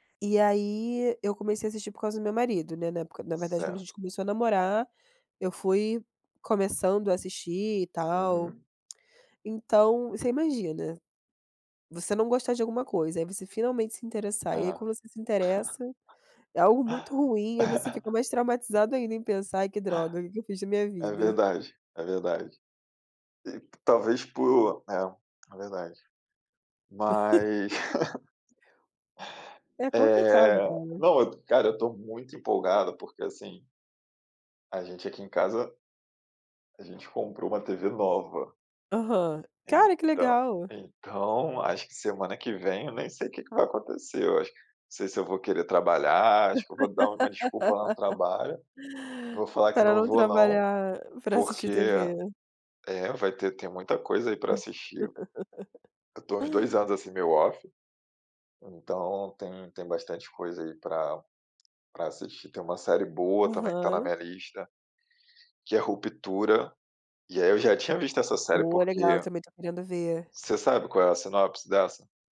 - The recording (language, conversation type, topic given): Portuguese, unstructured, Como você decide entre assistir a um filme ou a uma série?
- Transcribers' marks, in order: tapping; chuckle; laugh; chuckle; other background noise; laugh; laugh